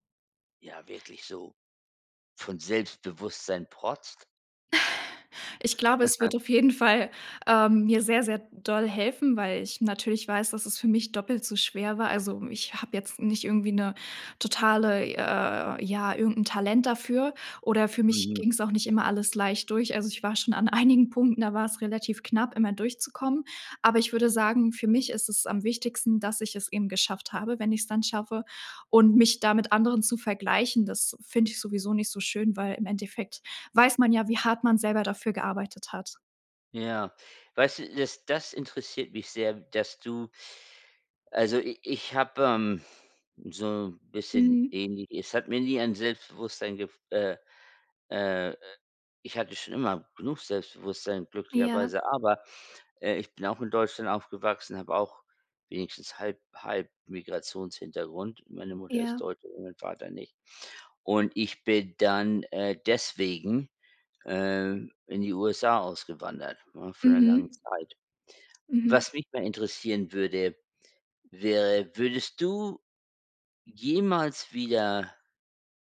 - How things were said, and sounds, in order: other noise; laughing while speaking: "jeden Fall"; chuckle; laughing while speaking: "einigen"
- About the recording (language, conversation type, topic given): German, podcast, Was hilft dir, aus der Komfortzone rauszugehen?